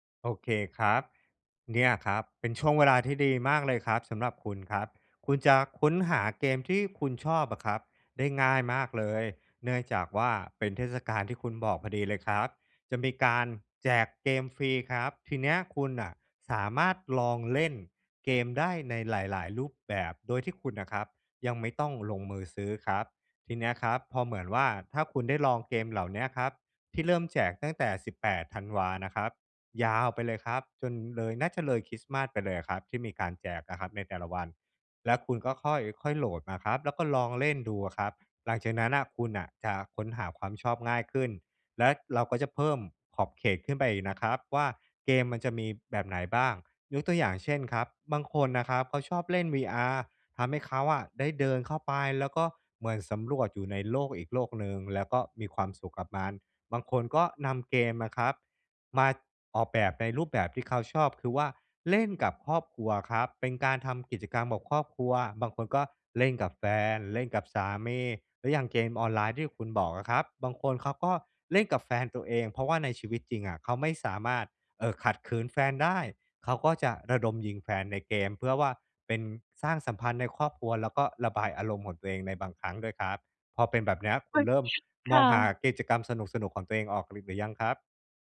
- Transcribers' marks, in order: unintelligible speech
- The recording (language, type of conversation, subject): Thai, advice, ฉันจะเริ่มค้นหาความชอบส่วนตัวของตัวเองได้อย่างไร?